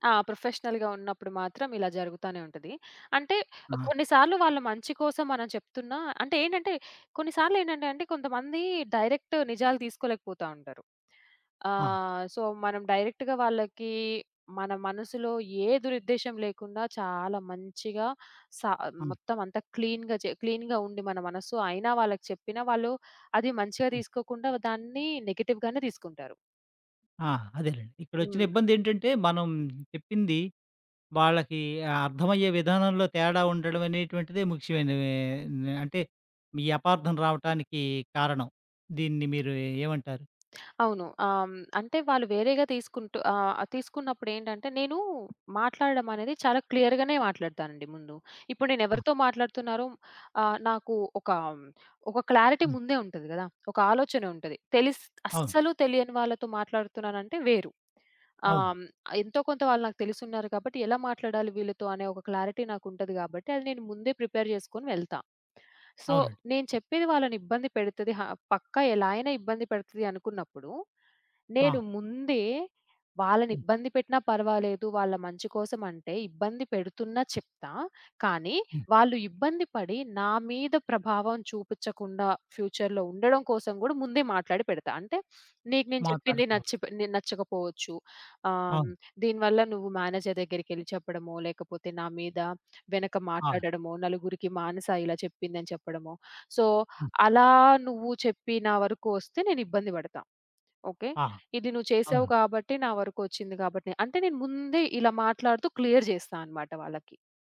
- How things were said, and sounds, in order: in English: "ప్రొఫెషనల్‌గా"; in English: "డైరెక్ట్"; in English: "సో"; in English: "డైరెక్ట్‌గా"; in English: "క్లీన్‌గా"; in English: "క్లీన్‌గా"; in English: "నెగిటివ్‌గానే"; lip smack; in English: "క్లియర్‌గానే"; in English: "క్లారిటీ"; other background noise; in English: "క్లారిటీ"; in English: "ప్రిపేర్"; in English: "సో"; in English: "ఫ్యూచర్‌లో"; sniff; in English: "మేనేజర్"; in English: "సో"; in English: "క్లియర్"
- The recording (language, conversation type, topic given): Telugu, podcast, ఒకే మాటను ఇద్దరు వేర్వేరు అర్థాల్లో తీసుకున్నప్పుడు మీరు ఎలా స్పందిస్తారు?